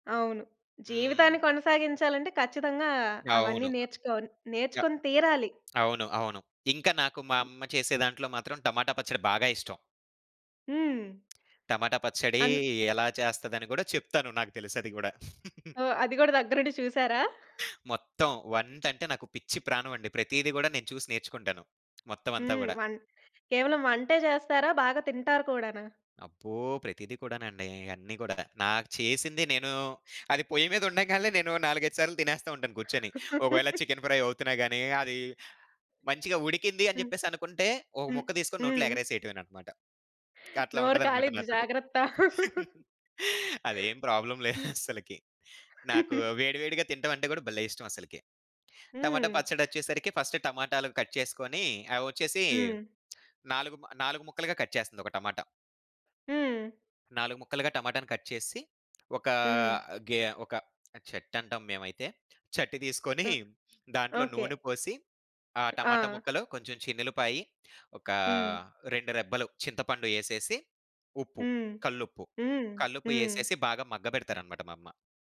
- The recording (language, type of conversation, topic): Telugu, podcast, మీ ఇంటి ప్రత్యేకమైన కుటుంబ వంటక విధానం గురించి నాకు చెప్పగలరా?
- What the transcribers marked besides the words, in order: tapping; other noise; other background noise; laugh; laugh; in English: "చికెన్ ఫ్రై"; laugh; in English: "ప్రాబ్లమ్"; chuckle; in English: "ఫస్ట్"; in English: "కట్"; in English: "కట్"; in English: "కట్"